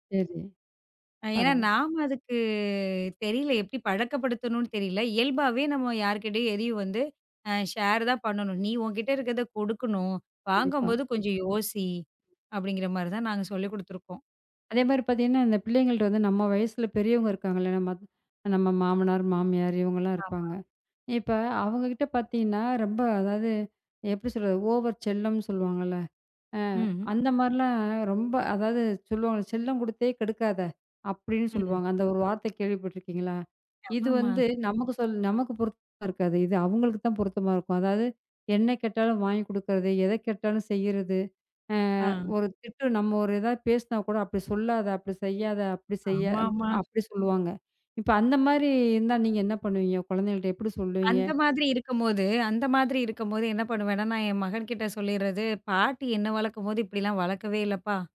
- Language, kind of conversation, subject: Tamil, podcast, பிள்ளைகளிடம் எல்லைகளை எளிதாகக் கற்பிப்பதற்கான வழிகள் என்னென்ன என்று நீங்கள் நினைக்கிறீர்கள்?
- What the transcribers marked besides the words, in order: other noise; drawn out: "அதுக்கு"; in English: "ஷேர்"; tapping; in English: "ஓவர்"; other background noise